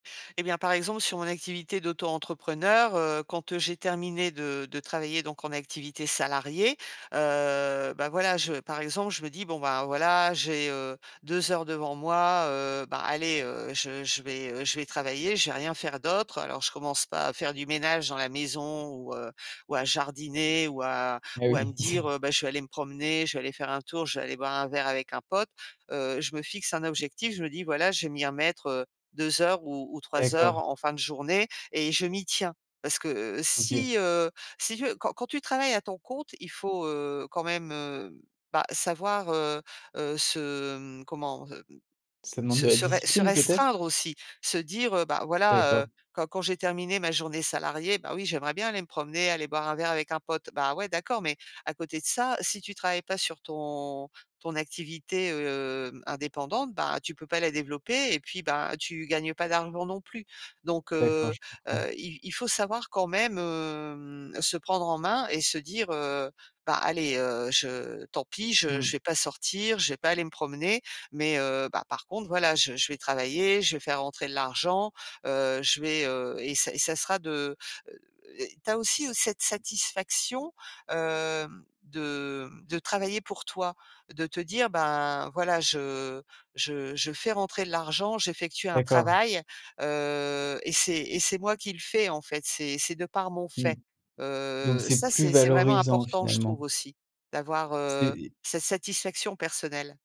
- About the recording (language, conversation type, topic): French, podcast, Comment rééquilibres-tu ta pratique entre solitude créative et travail collectif ?
- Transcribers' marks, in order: chuckle; tapping; other noise